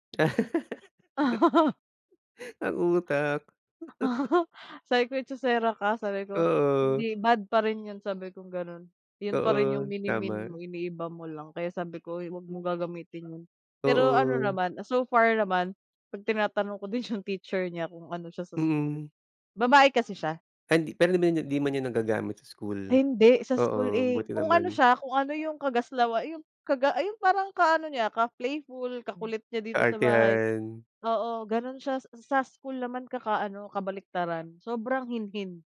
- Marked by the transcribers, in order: laugh; chuckle; laughing while speaking: "din"
- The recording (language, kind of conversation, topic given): Filipino, unstructured, Anong libangan ang palagi mong ginagawa kapag may libreng oras ka?